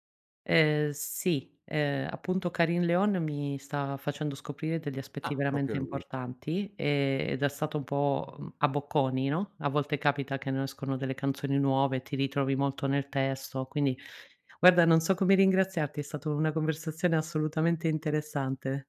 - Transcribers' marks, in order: "proprio" said as "propio"
- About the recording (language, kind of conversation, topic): Italian, podcast, Come costruisci una playlist che funziona per te?